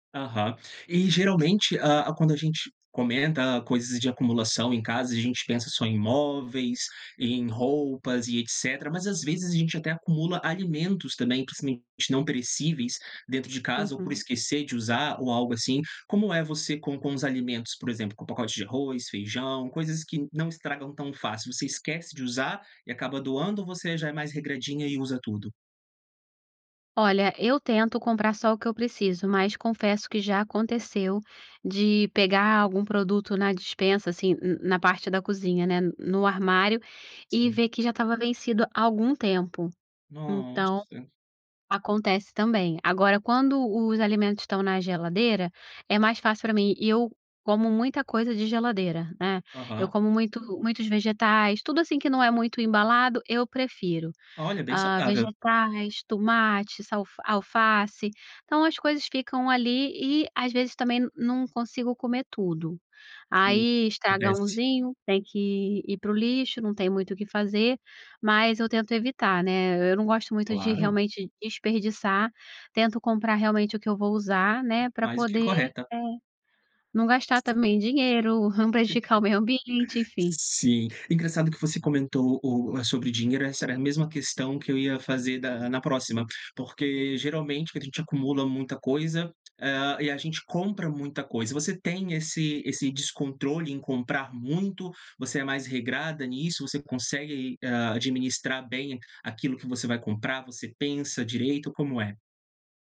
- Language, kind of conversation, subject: Portuguese, podcast, Como você evita acumular coisas desnecessárias em casa?
- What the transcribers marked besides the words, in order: giggle